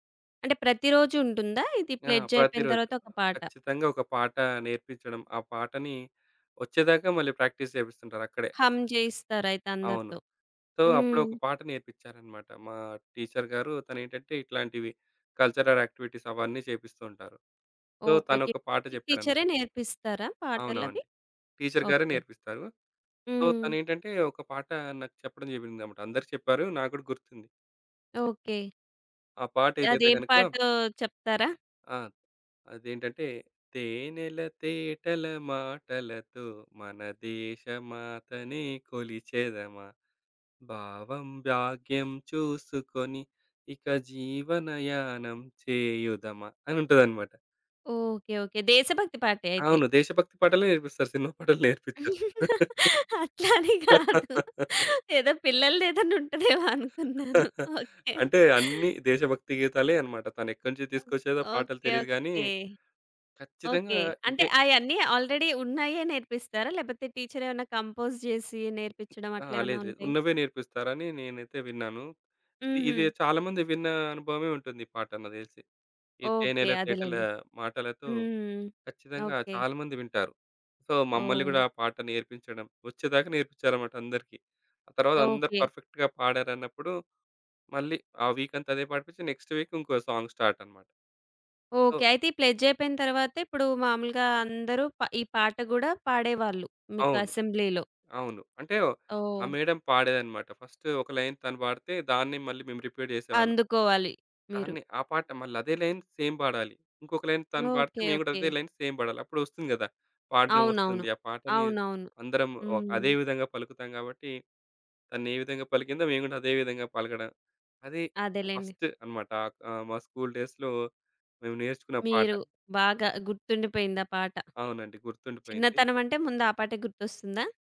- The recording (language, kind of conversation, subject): Telugu, podcast, చిన్నతనం గుర్తొచ్చే పాట పేరు ఏదైనా చెప్పగలరా?
- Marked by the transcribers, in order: in English: "ప్లెడ్జ్"; tapping; in English: "ప్రాక్టీస్"; in English: "హమ్"; other background noise; in English: "సో"; in English: "కల్చరల్ యాక్టివిటీస్"; in English: "సో"; in English: "సో"; "జరిగిందనమాట" said as "జబిందనమాట"; singing: "తేనెల తేటల మాటలతో మన దేశమాతనె కొలిచెదమా, భావం భాగ్యం చూసుకొని ఇక జీవనయానం చేయుదమా"; laughing while speaking: "అట్లా అని గాదు. ఏదో పిల్లలదేదన్నా ఉంటదేమో అనుకున్నాను. ఓకే"; laugh; chuckle; in English: "ఆల్‌రెడి"; in English: "టీచర్"; in English: "కంపోజ్"; in English: "సో"; in English: "పర్ఫెక్ట్‌గా"; in English: "నెక్స్ట్ వీక్"; in English: "సాంగ్"; in English: "అసెంబ్లీ‌లో"; in English: "మేడమ్"; in English: "లైన్"; in English: "రిపీట్"; in English: "లైన్ సేమ్"; in English: "లైన్"; in English: "లైన్ సేమ్"; in English: "డేస్‌లో"